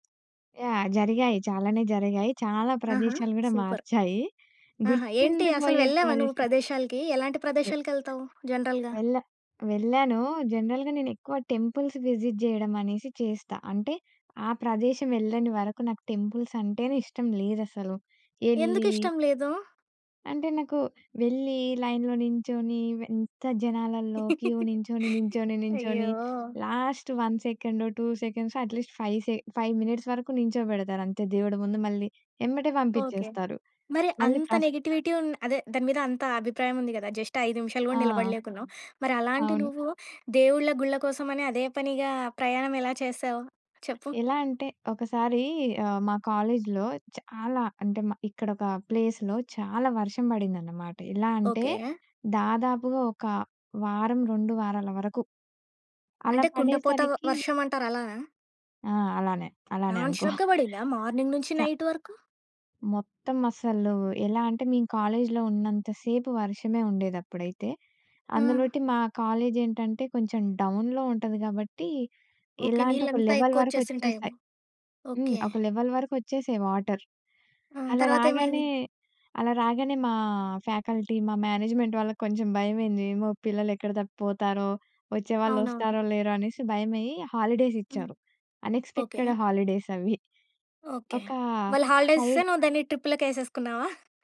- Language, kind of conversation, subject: Telugu, podcast, మీ జీవితాన్ని మార్చిన ప్రదేశం ఏది?
- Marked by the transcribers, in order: in English: "సూపర్"; in English: "జనరల్‌గా?"; in English: "జనరల్‌గా"; in English: "టెంపుల్స్ విజిట్"; in English: "ప్రదేశం"; in English: "టెంపుల్స్"; in English: "లైన్‌లో"; in English: "క్యూ"; laugh; in English: "లాస్ట్ వన్ సెకండ్, టు సెకండ్స్, అట్‌లీస్ట్ ఫైవ్ సె ఫైవ్ మినిట్స్"; in English: "నెగటివిటీ"; in English: "జస్ట్"; other background noise; in English: "కాలేజ్‌లో"; in English: "ప్లేస్‌లో"; in English: "నాన్‌స్టాప్‌గా"; giggle; in English: "మార్నింగ్"; in English: "నైట్"; in English: "డౌన్‌లో"; in English: "లెవెల్"; in English: "లెవెల్"; in English: "ఫ్యాకల్టీ"; in English: "మేనేజ్మెంట్"; in English: "హాలిడేస్"; in English: "అనెక్స్‌పెక్టెడ్ హాలిడేస్"; in English: "హాలిడేస్"; in English: "ఫైవ్"; giggle